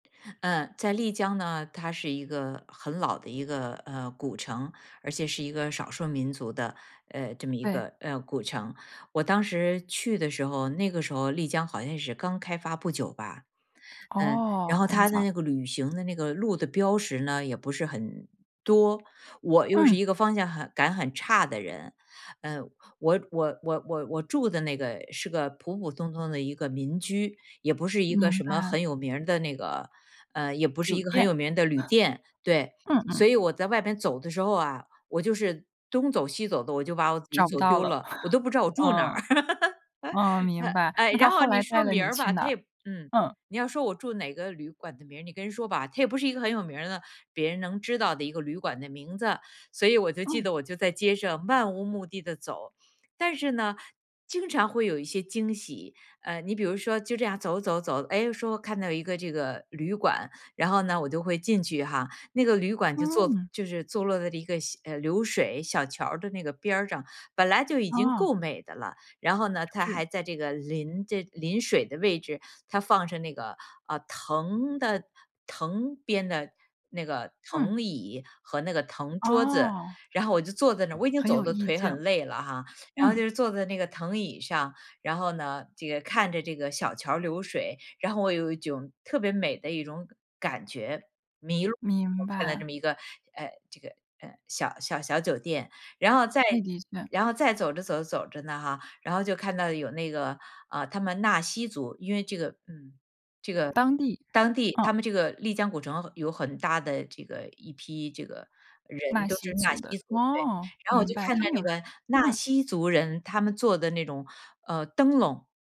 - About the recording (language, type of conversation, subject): Chinese, podcast, 你有没有在古城或老街迷路却觉得很享受的经历？
- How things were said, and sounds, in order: chuckle; chuckle; laugh